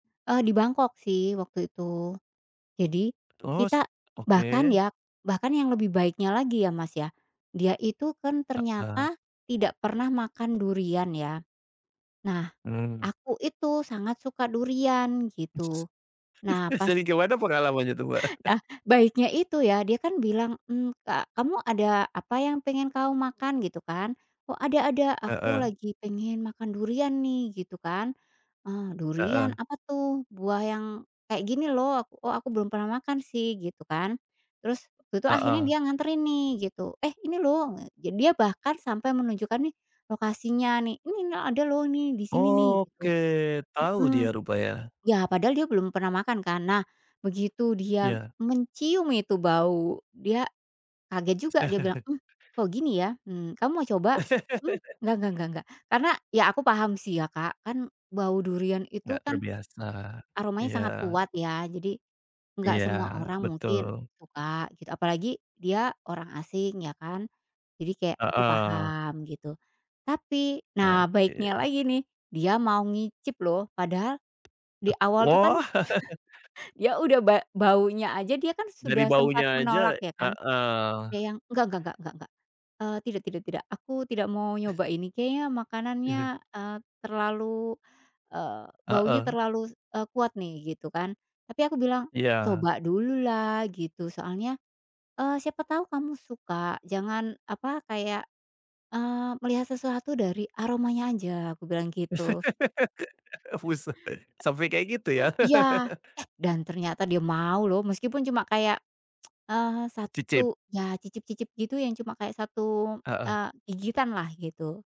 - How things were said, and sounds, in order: unintelligible speech; chuckle; chuckle; chuckle; laugh; chuckle; laugh; laugh; laugh; tsk
- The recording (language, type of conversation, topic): Indonesian, podcast, Siapa orang yang paling berkesan buat kamu saat bepergian ke luar negeri, dan bagaimana kamu bertemu dengannya?